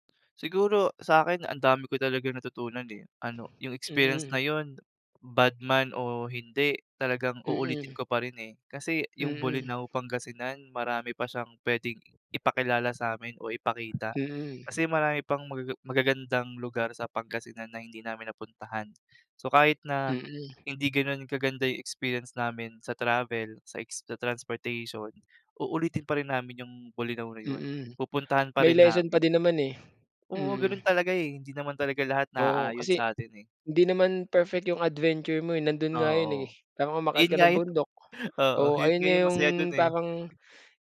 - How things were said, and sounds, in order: other background noise
- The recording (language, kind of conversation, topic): Filipino, unstructured, Ano ang isang pakikipagsapalaran na hindi mo malilimutan kahit nagdulot ito ng hirap?
- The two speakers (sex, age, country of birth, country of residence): male, 25-29, Philippines, Philippines; male, 25-29, Philippines, Philippines